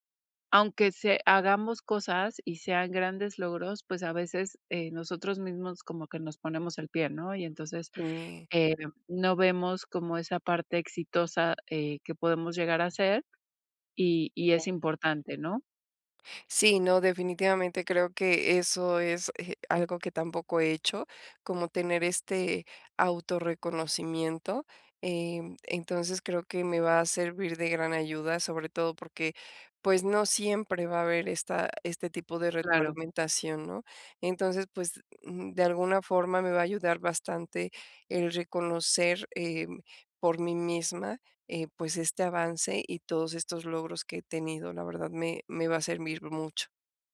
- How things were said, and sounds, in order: none
- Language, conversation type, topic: Spanish, advice, ¿Cómo puedo mantener mi motivación en el trabajo cuando nadie reconoce mis esfuerzos?